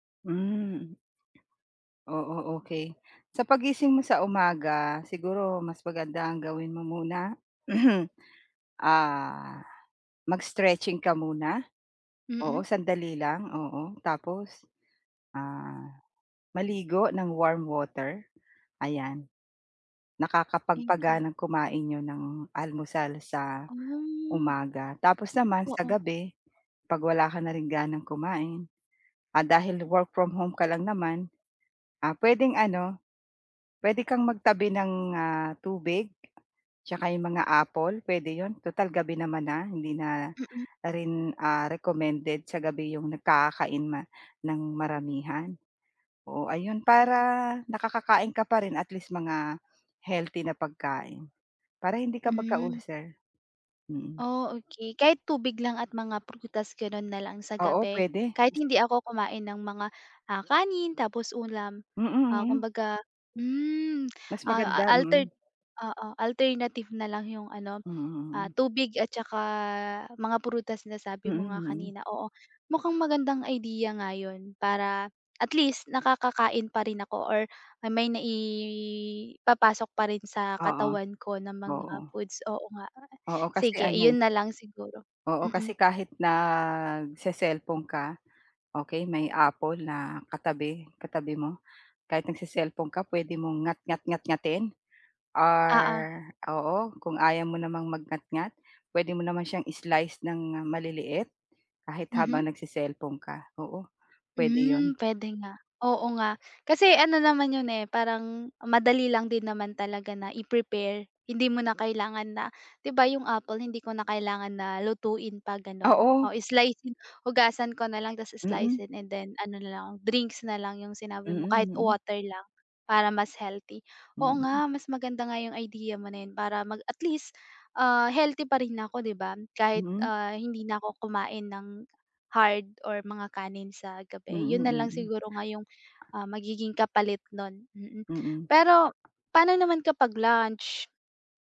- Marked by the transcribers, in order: tapping; throat clearing; other background noise
- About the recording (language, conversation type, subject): Filipino, advice, Paano ako makakapagplano ng oras para makakain nang regular?